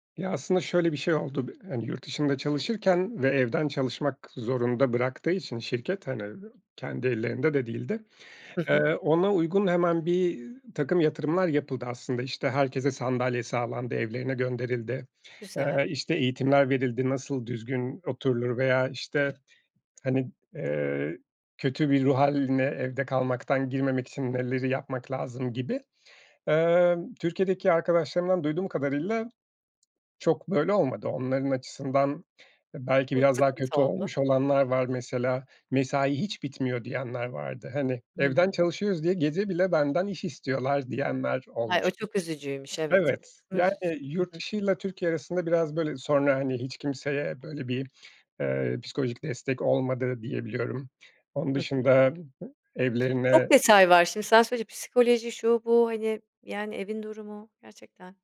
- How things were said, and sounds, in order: tapping; other background noise; unintelligible speech
- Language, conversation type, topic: Turkish, podcast, Uzaktan çalışmanın artıları ve eksileri neler?